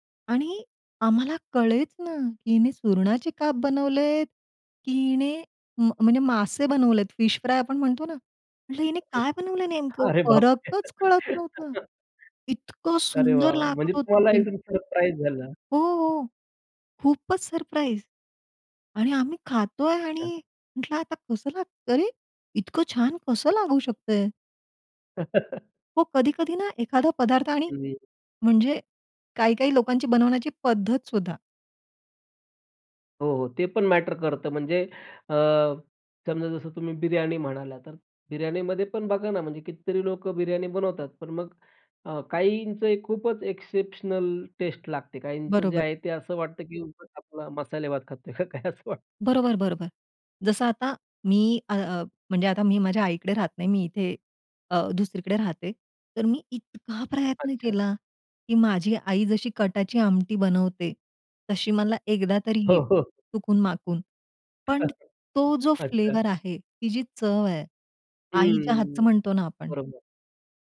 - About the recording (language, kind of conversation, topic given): Marathi, podcast, शाकाहारी पदार्थांचा स्वाद तुम्ही कसा समृद्ध करता?
- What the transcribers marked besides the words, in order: unintelligible speech; laughing while speaking: "अरे बापरे!"; laugh; other background noise; chuckle; in English: "एक्सेप्शनल टेस्ट"; laughing while speaking: "खातोय का काय असं वाटतं"; laughing while speaking: "हो, हो"; chuckle